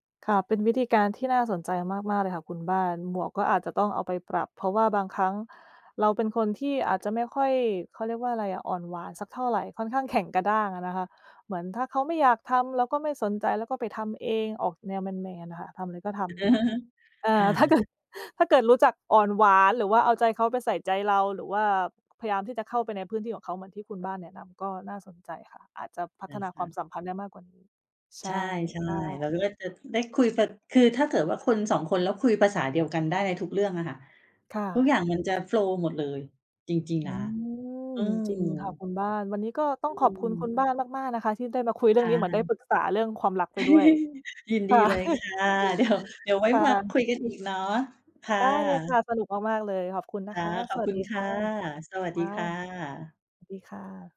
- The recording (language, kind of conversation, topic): Thai, unstructured, คุณคิดว่าอะไรทำให้ความรักยืนยาว?
- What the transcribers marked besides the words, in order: laugh; other background noise; tapping; in English: "โฟลว์"; background speech; laugh; chuckle